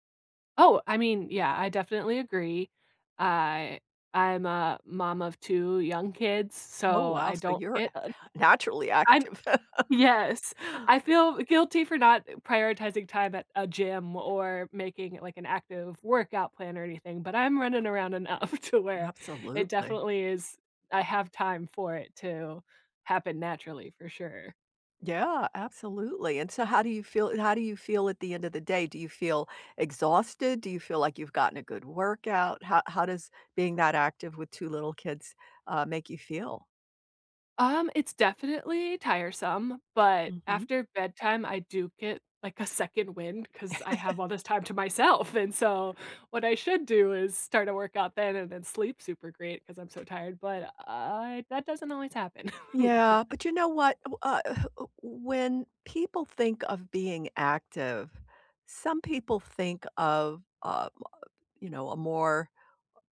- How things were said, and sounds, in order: tapping; chuckle; laughing while speaking: "enough"; chuckle; other background noise; chuckle; other noise
- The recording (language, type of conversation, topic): English, unstructured, What motivates you to stay consistently active?